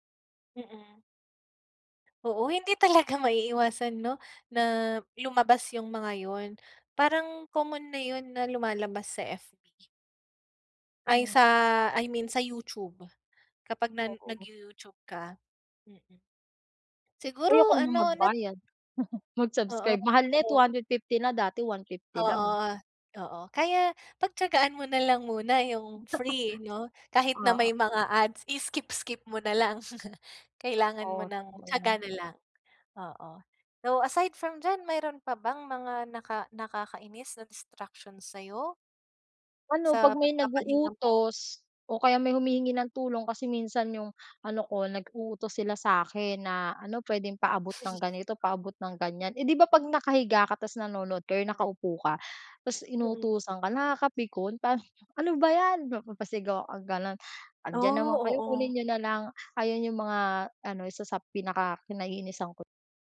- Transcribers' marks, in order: laughing while speaking: "talaga"; chuckle; laugh; chuckle; other background noise; chuckle
- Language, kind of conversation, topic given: Filipino, advice, Paano ko maiiwasan ang mga nakakainis na sagabal habang nagpapahinga?